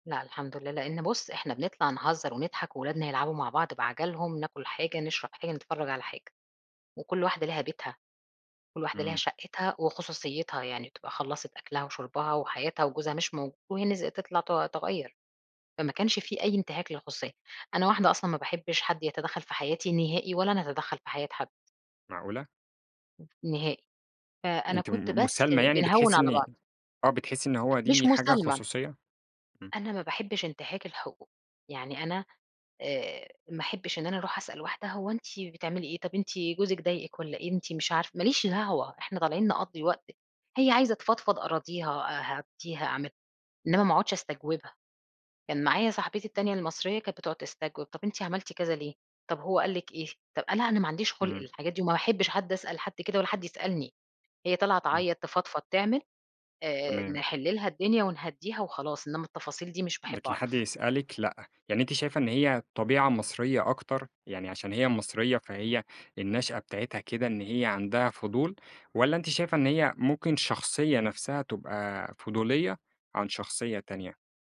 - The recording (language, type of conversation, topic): Arabic, podcast, إيه رأيك في دور الجيران في حياتنا اليومية؟
- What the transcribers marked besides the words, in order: none